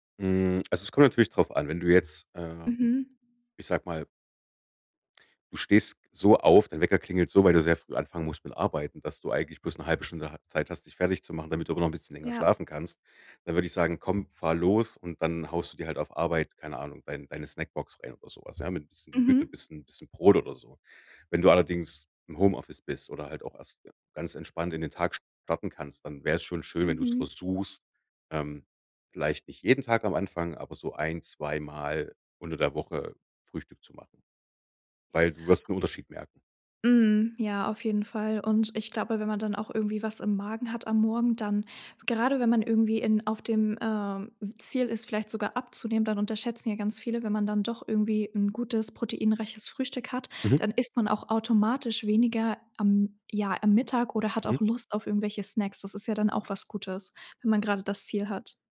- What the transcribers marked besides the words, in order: other background noise
- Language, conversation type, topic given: German, podcast, Wie sieht deine Frühstücksroutine aus?